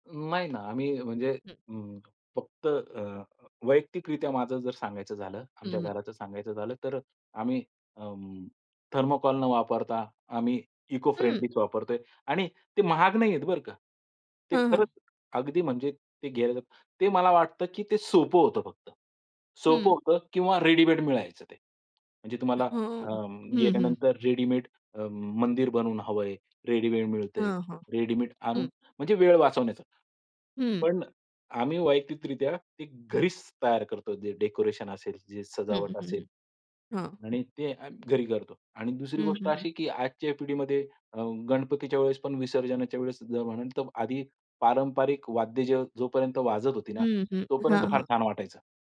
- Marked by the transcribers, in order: tapping; other background noise
- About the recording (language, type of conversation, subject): Marathi, podcast, तुम्ही कुटुंबातील सण-उत्सव कसे साजरे करता?